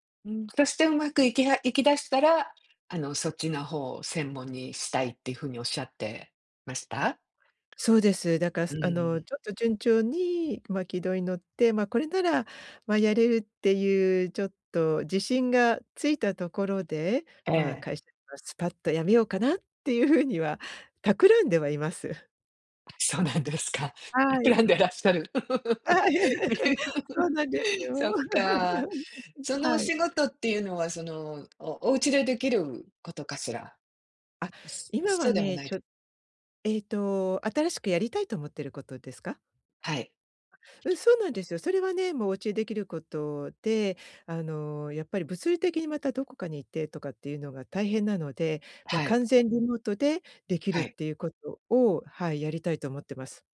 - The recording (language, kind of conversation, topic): Japanese, advice, 起業家として時間管理と健康をどう両立できますか？
- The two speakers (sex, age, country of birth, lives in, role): female, 55-59, Japan, United States, user; female, 60-64, Japan, United States, advisor
- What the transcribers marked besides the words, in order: tapping; laughing while speaking: "そうなんですか。企んでらっしゃる"; laugh; unintelligible speech; other background noise